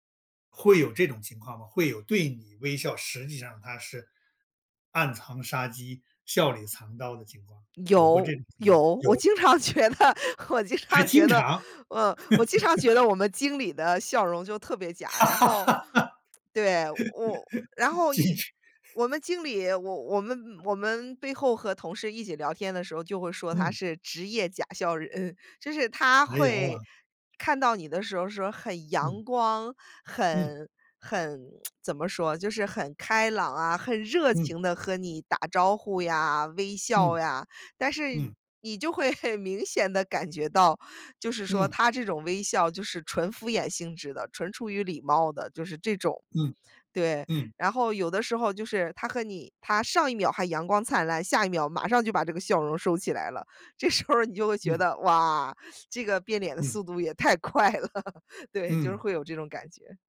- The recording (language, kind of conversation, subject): Chinese, podcast, 你觉得微笑背后可能隐藏着什么？
- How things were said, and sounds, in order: laughing while speaking: "我经常觉得 我经常觉得"; laugh; laugh; laughing while speaking: "进去"; tsk; tsk; laughing while speaking: "会很"; laughing while speaking: "这时候儿"; laughing while speaking: "太快了"